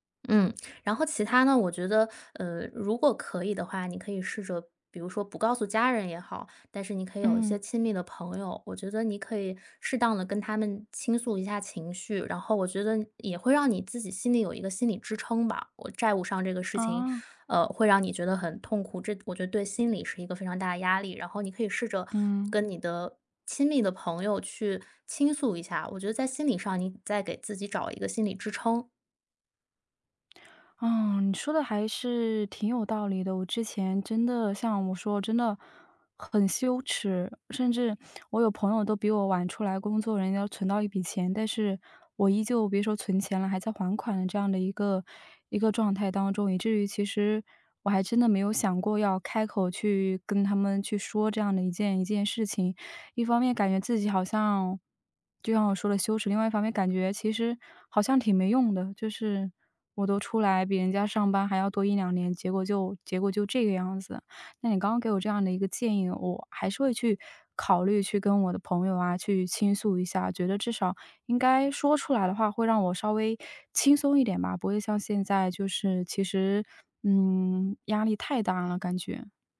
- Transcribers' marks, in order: other background noise
- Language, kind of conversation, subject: Chinese, advice, 债务还款压力大